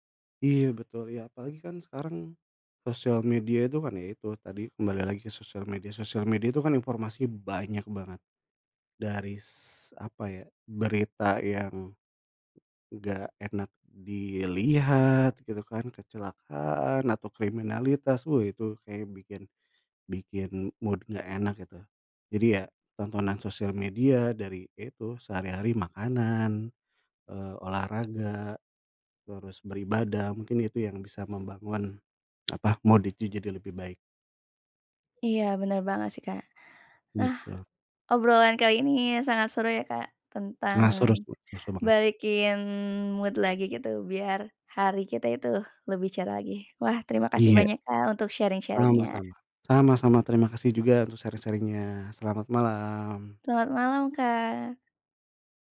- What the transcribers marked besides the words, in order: in English: "mood"; in English: "mood"; "itu" said as "iju"; other background noise; "seru" said as "serus"; in English: "mood"; in English: "sharing-sharing-nya"; in English: "sharing-sharing-nya"
- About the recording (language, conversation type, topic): Indonesian, unstructured, Apa hal sederhana yang bisa membuat harimu lebih cerah?